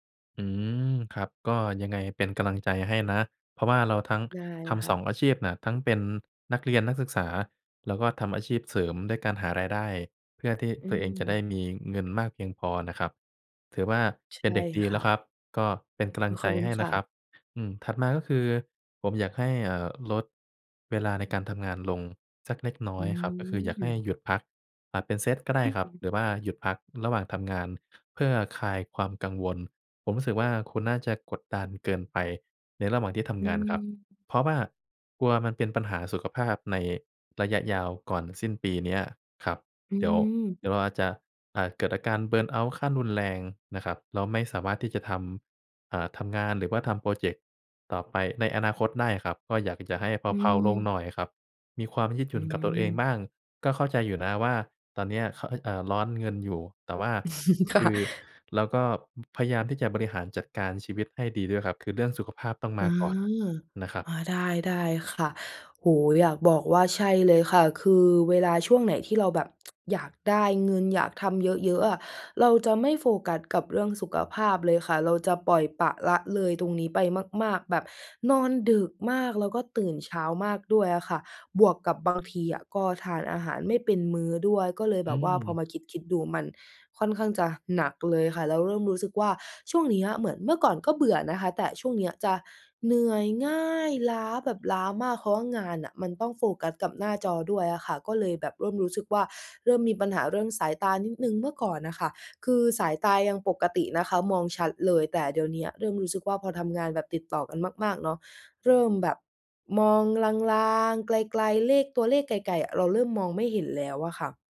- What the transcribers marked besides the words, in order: in English: "เบิร์นเอาต์"; chuckle; laughing while speaking: "ค่ะ"; other noise; tsk
- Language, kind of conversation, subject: Thai, advice, คุณรู้สึกหมดไฟและเหนื่อยล้าจากการทำงานต่อเนื่องมานาน ควรทำอย่างไรดี?